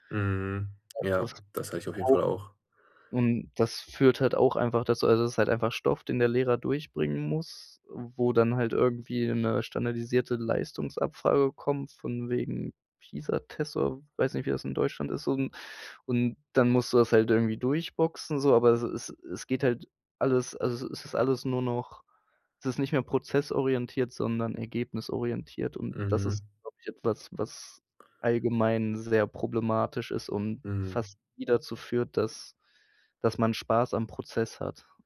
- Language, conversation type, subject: German, podcast, Was könnte die Schule im Umgang mit Fehlern besser machen?
- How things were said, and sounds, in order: unintelligible speech